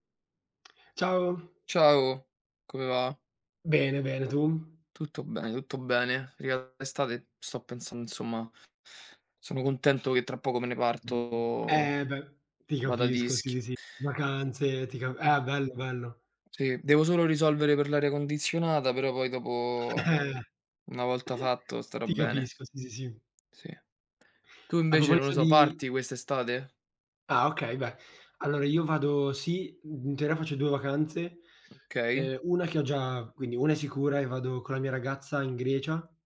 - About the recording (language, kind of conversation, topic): Italian, unstructured, Qual è il ricordo più divertente che hai di un viaggio?
- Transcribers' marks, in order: tsk; unintelligible speech; laughing while speaking: "Eh, eh"; other background noise; unintelligible speech